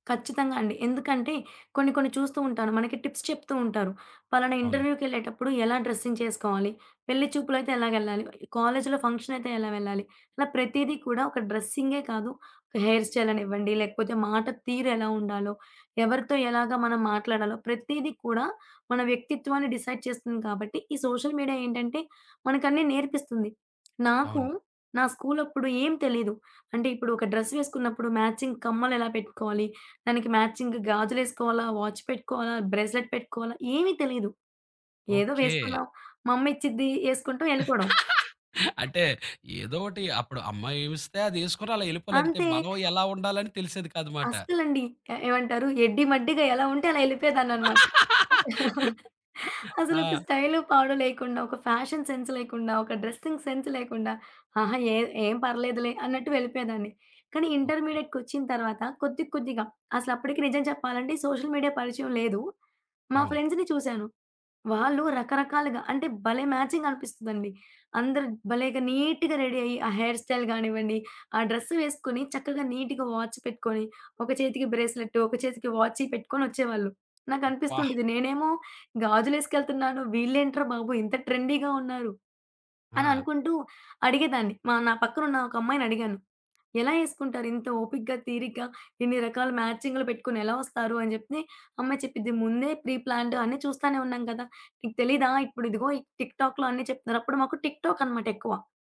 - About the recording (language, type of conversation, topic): Telugu, podcast, సోషల్ మీడియా మీ స్టైల్ని ఎంత ప్రభావితం చేస్తుంది?
- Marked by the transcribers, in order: in English: "టిప్స్"; in English: "ఇంటర్‌వ్యూ‌కెళ్ళేటప్పుడు"; in English: "డ్రెస్సింగ్"; in English: "హెయిర్"; in English: "డిసైడ్"; in English: "సోషల్ మీడియా"; tapping; in English: "డ్రెస్"; in English: "మ్యాచింగ్"; in English: "మ్యాచింగ్"; in English: "వాచ్"; in English: "బ్రేస్‌లెట్"; laugh; other background noise; laugh; chuckle; in English: "ఫ్యాషన్ సెన్స్"; in English: "డ్రెసింగ్ సెన్స్"; in English: "సోషల్ మీడియా"; in English: "ఫ్రెండ్స్‌ని"; in English: "మ్యాచింగ్"; in English: "నీట్‌గా రెడీ"; in English: "హెయిర్ స్టైల్"; in English: "నీట్‌గా వాచ్"; in English: "ట్రెండీ‌గా"; in English: "ప్రీ ప్లాన్డ్"; in English: "టిక్ టాక్‌లో"; in English: "టిక్ టాక్"